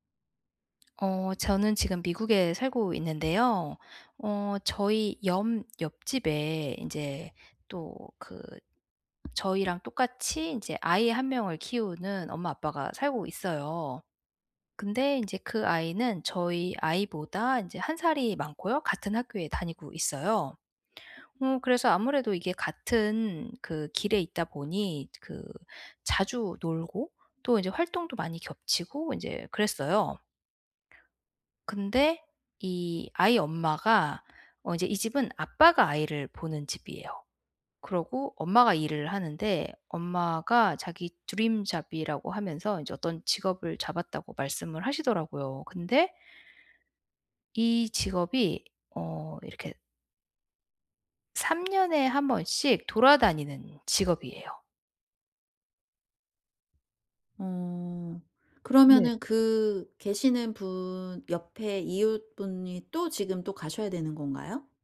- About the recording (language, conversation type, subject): Korean, advice, 떠나기 전에 작별 인사와 감정 정리는 어떻게 준비하면 좋을까요?
- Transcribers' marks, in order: tapping; put-on voice: "드림 잡이라고"; in English: "드림 잡이라고"